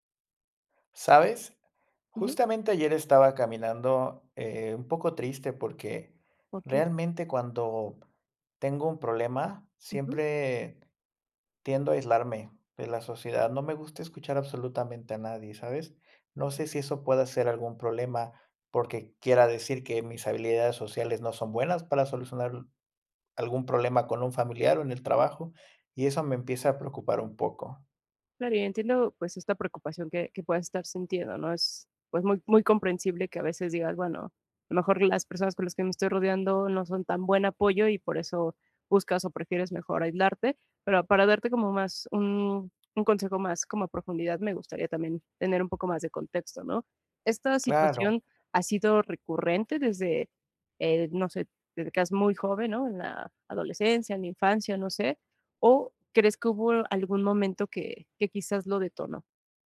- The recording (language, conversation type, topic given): Spanish, advice, ¿Cómo puedo dejar de aislarme socialmente después de un conflicto?
- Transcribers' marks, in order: other background noise